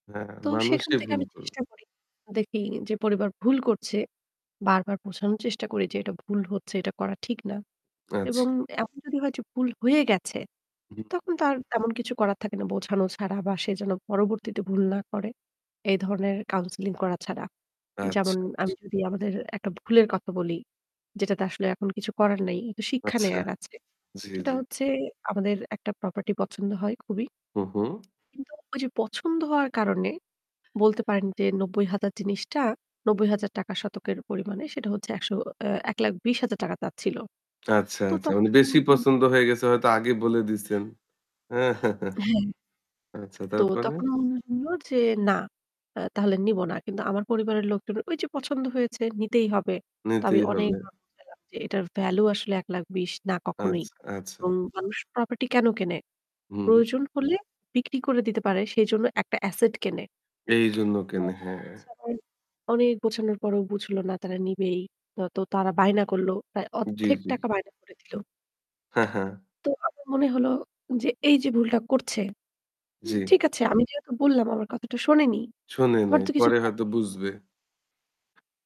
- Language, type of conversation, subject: Bengali, podcast, কখন তুমি মনে করো যে কোনো ভুলের মাধ্যমেই তুমি সবচেয়ে বড় শেখার সুযোগ পেয়েছো?
- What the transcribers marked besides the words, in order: static; mechanical hum; distorted speech; tapping; unintelligible speech; laughing while speaking: "হ্যাঁ, হ্যাঁ, হ্যাঁ"; unintelligible speech; other background noise